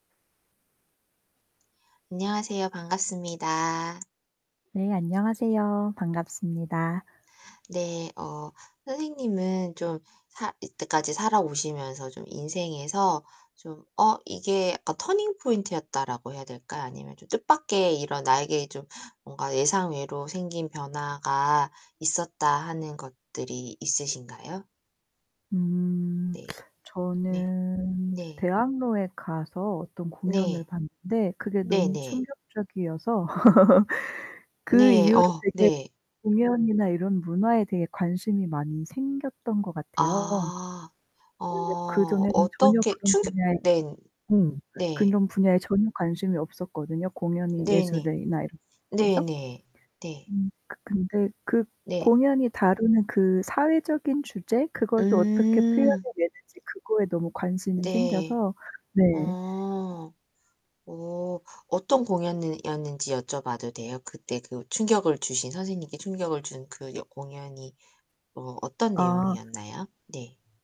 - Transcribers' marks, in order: tapping; static; distorted speech; laugh; other background noise; unintelligible speech
- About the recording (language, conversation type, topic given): Korean, unstructured, 내 인생에서 가장 뜻밖의 변화는 무엇이었나요?